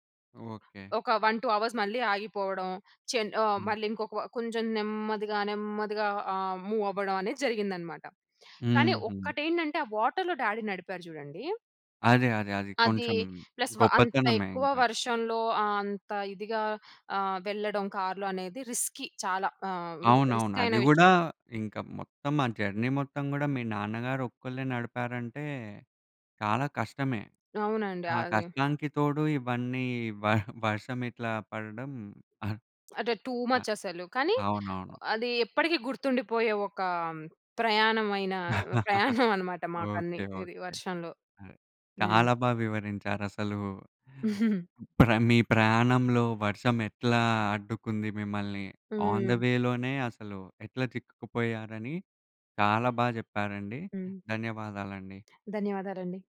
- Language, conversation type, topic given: Telugu, podcast, ప్రయాణంలో వాన లేదా తుపాను కారణంగా మీరు ఎప్పుడైనా చిక్కుకుపోయారా? అది ఎలా జరిగింది?
- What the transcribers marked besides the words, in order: in English: "వన్ టూ అవర్స్"; in English: "మూవ్"; in English: "వాటర్‌లో డ్యాడీ"; in English: "ప్లస్"; in English: "రిస్కీ"; in English: "జర్నీ"; in English: "టూ మచ్"; other noise; chuckle; laugh; giggle; in English: "ఆన్ ది వే"